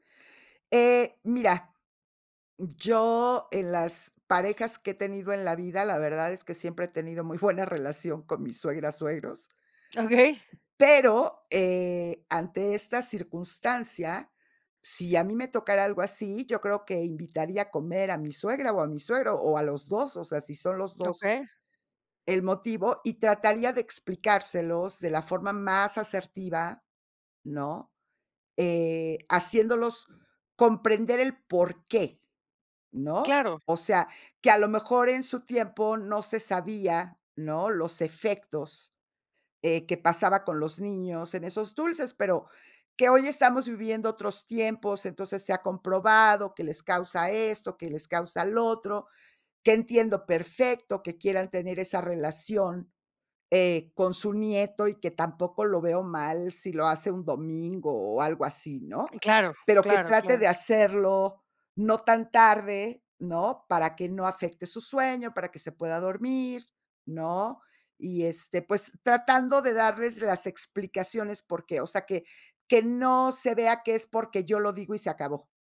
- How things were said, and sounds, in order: tapping
- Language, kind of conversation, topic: Spanish, podcast, ¿Cómo decides qué tradiciones seguir o dejar atrás?